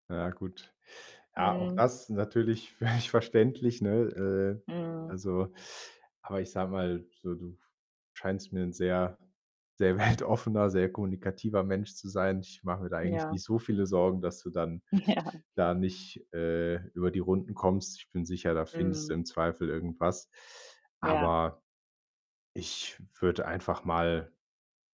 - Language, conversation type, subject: German, advice, Soll ich trotz unsicherer Zukunft in eine andere Stadt umziehen?
- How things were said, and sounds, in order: laughing while speaking: "völlig"; laughing while speaking: "sehr weltoffener"; laughing while speaking: "Ja"